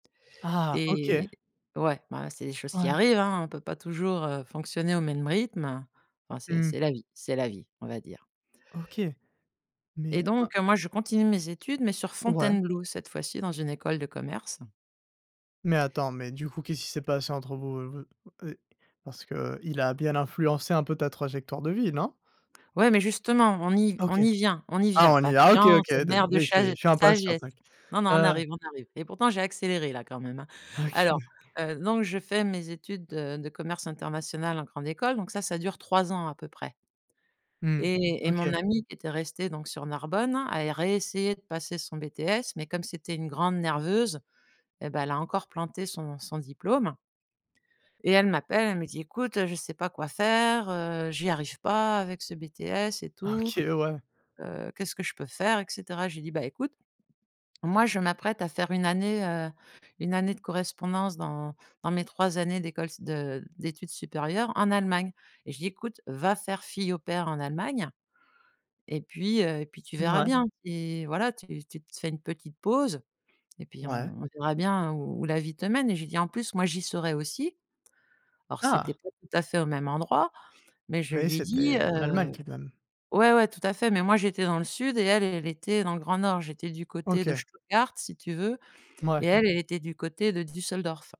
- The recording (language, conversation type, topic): French, podcast, Quelle rencontre a le plus influencé ta trajectoire de vie ?
- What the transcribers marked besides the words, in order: other background noise; tapping